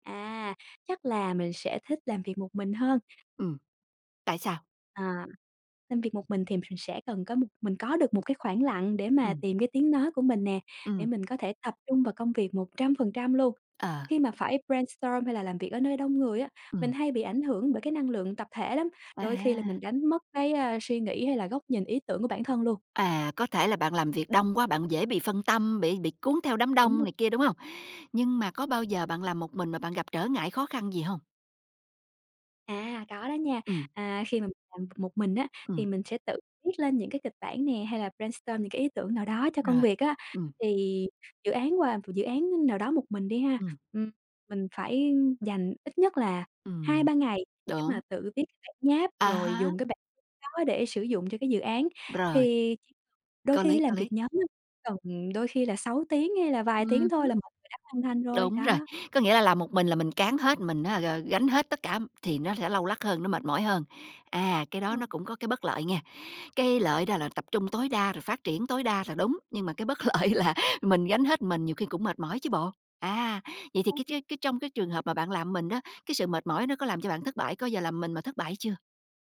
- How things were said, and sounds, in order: other background noise; tapping; in English: "brainstorm"; in English: "brainstorm"; laughing while speaking: "lợi"; unintelligible speech
- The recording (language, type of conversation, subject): Vietnamese, podcast, Bạn thích làm việc một mình hay làm việc nhóm hơn, và vì sao?
- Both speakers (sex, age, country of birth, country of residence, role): female, 25-29, Vietnam, Vietnam, guest; female, 45-49, Vietnam, United States, host